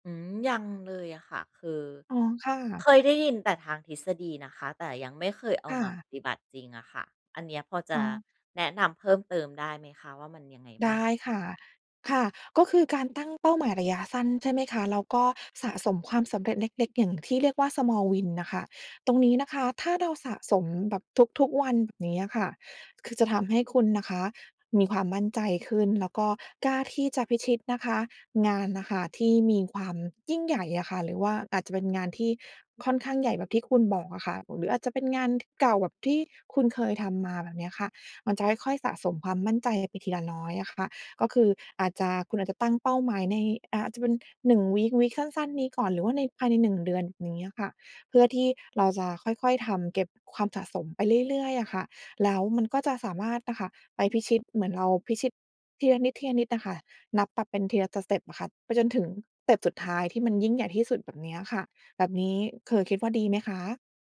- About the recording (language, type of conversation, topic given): Thai, advice, หลังจากล้มเหลวแล้วฉันเริ่มสงสัยในความสามารถของตัวเอง ควรทำอย่างไร?
- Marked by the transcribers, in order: in English: "Small Win"; in English: "วีก วีก"